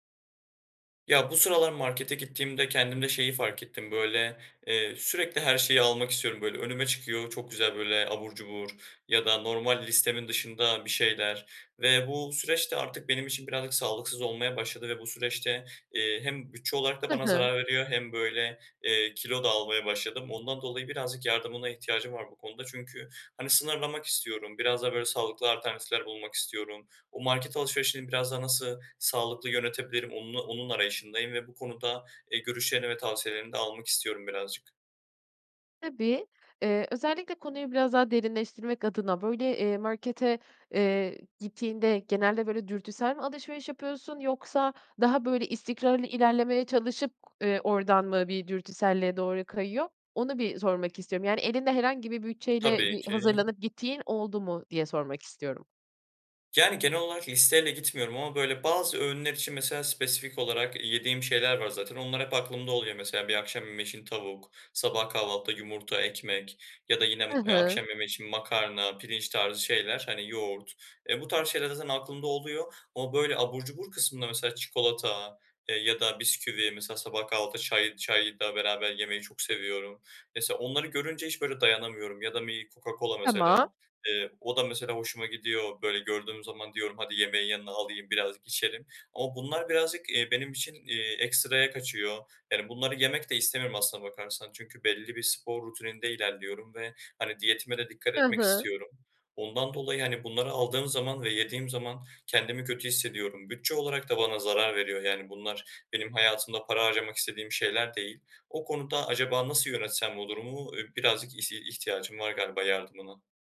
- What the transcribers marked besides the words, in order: none
- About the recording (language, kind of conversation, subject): Turkish, advice, Sınırlı bir bütçeyle sağlıklı ve hesaplı market alışverişini nasıl yapabilirim?